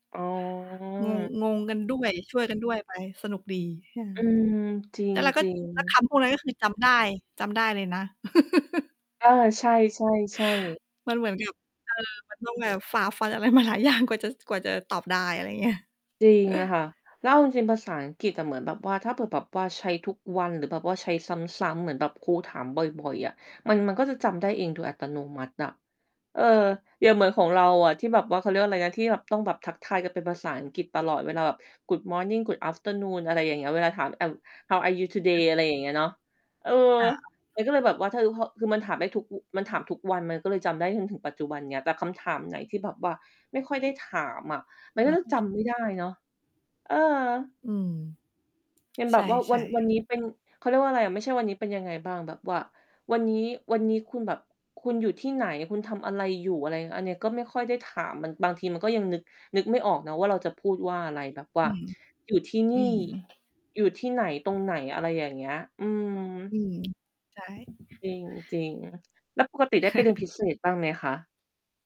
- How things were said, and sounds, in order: drawn out: "อ๋อ"; distorted speech; laugh; static; laughing while speaking: "มาหลายอย่าง"; chuckle; in English: "Good Morning Good Afternoon"; in English: "I'm how are you today ?"; other background noise; tapping; chuckle
- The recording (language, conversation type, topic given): Thai, unstructured, ชั้นเรียนที่คุณเคยเรียนมา ชั้นไหนสนุกที่สุด?